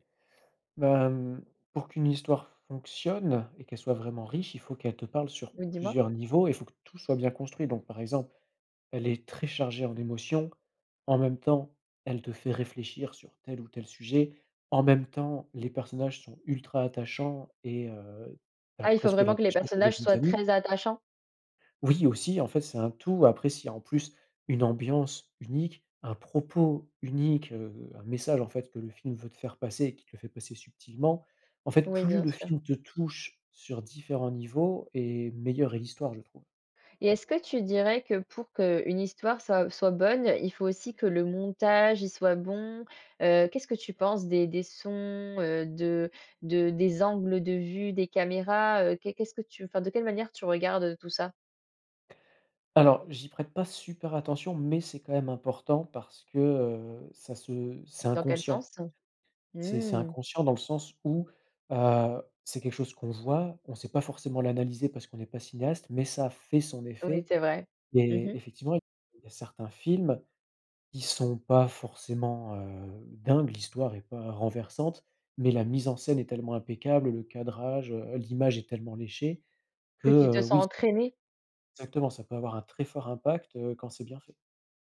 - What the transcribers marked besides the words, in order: other background noise; tapping; stressed: "mais"
- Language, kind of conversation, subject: French, podcast, Qu’est-ce qui fait, selon toi, une bonne histoire au cinéma ?